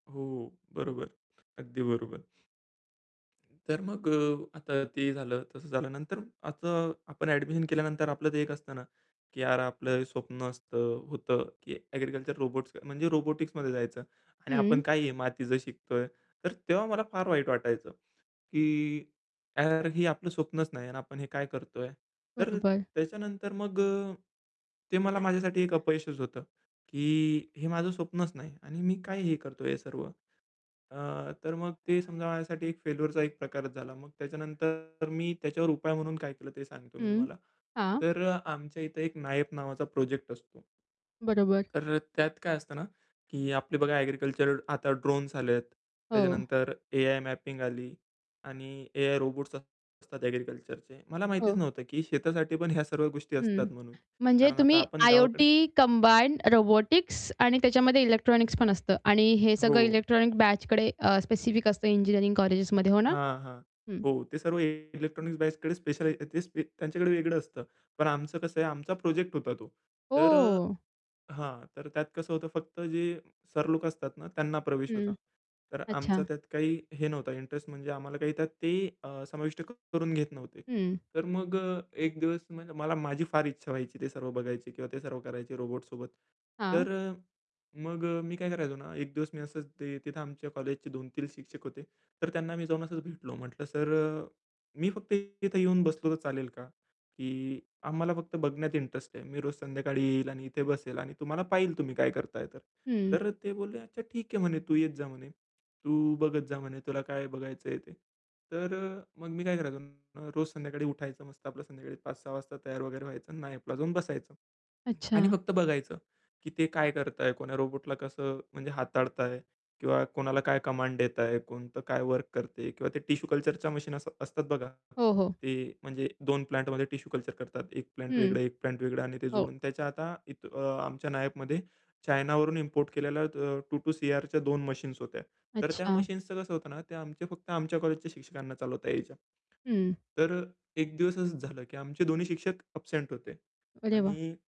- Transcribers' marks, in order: other noise; in English: "रोबोटिक्समध्ये"; tapping; distorted speech; other background noise; static; in English: "रोबोटिक्स"
- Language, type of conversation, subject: Marathi, podcast, अपयशानंतर पुढचं पाऊल ठरवताना काय महत्त्वाचं असतं?